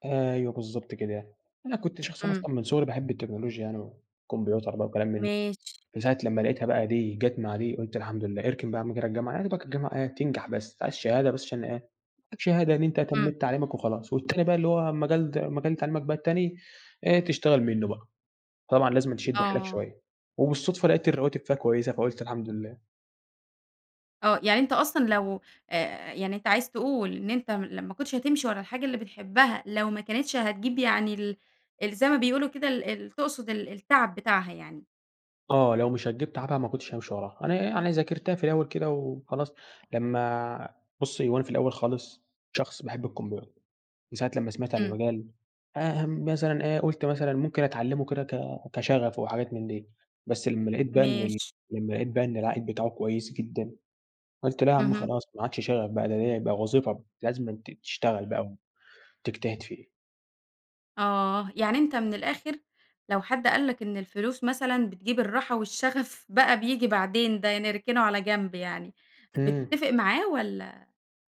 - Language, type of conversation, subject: Arabic, podcast, إزاي تختار بين شغفك وبين مرتب أعلى؟
- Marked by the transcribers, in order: other background noise; laughing while speaking: "والشغف"